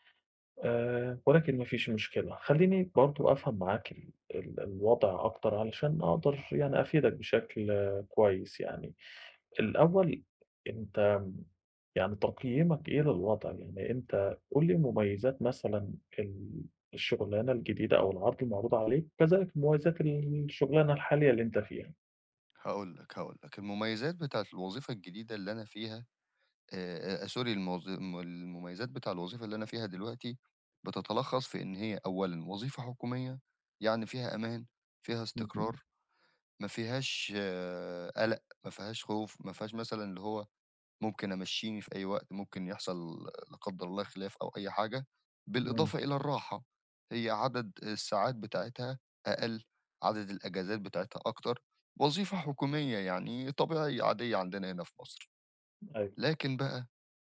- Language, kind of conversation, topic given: Arabic, advice, ازاي أوازن بين طموحي ومسؤولياتي دلوقتي عشان ما أندمش بعدين؟
- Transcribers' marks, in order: none